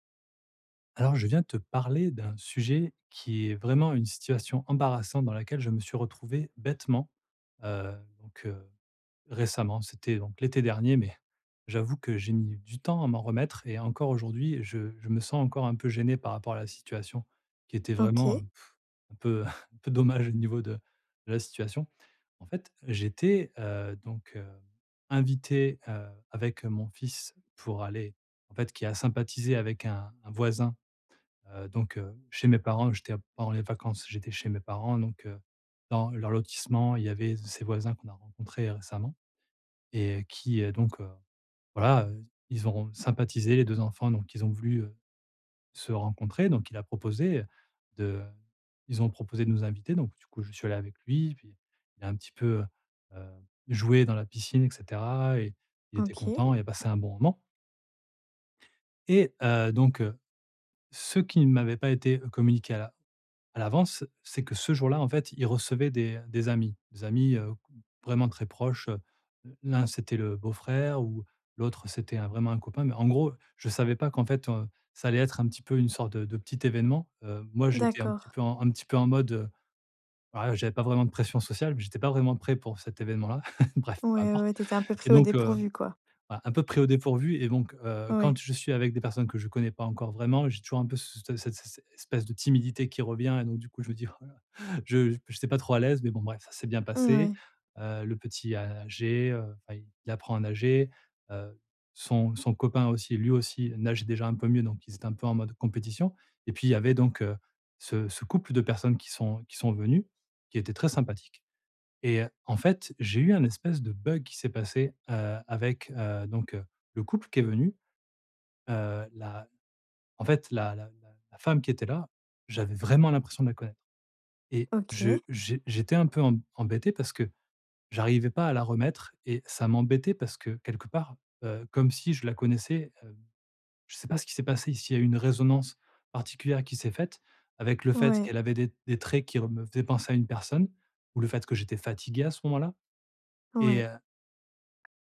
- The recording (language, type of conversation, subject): French, advice, Se remettre d'une gaffe sociale
- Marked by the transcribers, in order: chuckle; laugh; stressed: "vraiment"; tapping